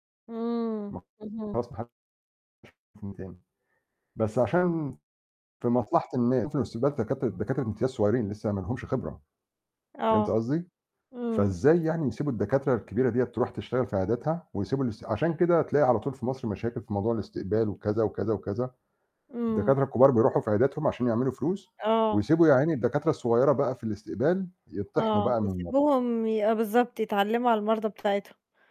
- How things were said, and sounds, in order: distorted speech; unintelligible speech; unintelligible speech; other background noise; static
- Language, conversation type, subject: Arabic, unstructured, تتصرف إزاي لو طلبوا منك تشتغل وقت إضافي من غير أجر؟